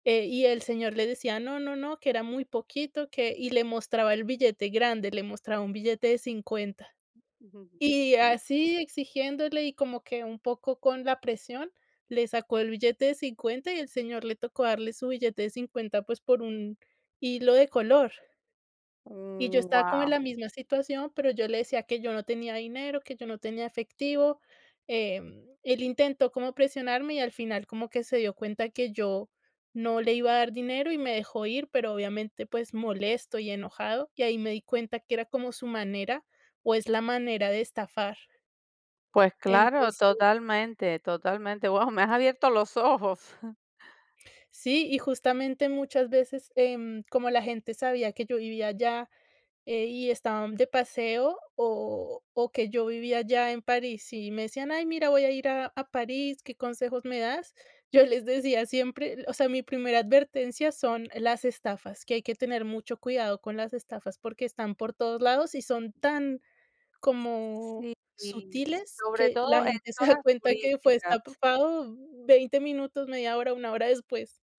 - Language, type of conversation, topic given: Spanish, podcast, ¿Te han timado como turista alguna vez? ¿Cómo fue?
- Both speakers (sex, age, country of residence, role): female, 35-39, France, guest; female, 45-49, United States, host
- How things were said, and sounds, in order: chuckle; "estafado" said as "estatufado"